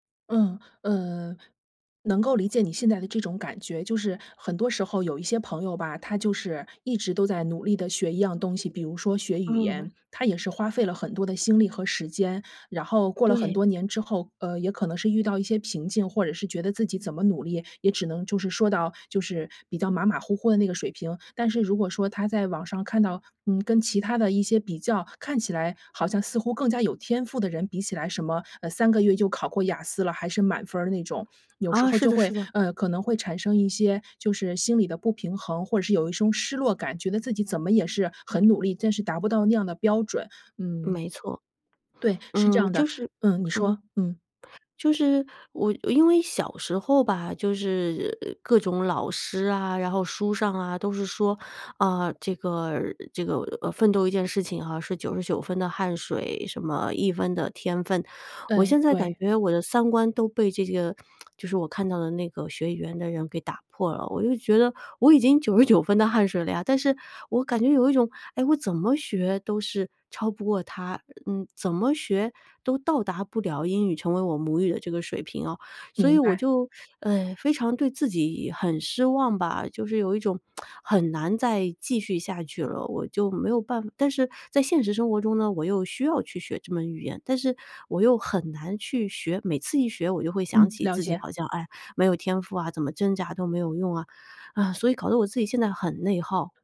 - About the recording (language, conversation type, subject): Chinese, advice, 為什麼我會覺得自己沒有天賦或價值？
- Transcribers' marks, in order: other background noise; "种" said as "松"; tsk; tsk; sigh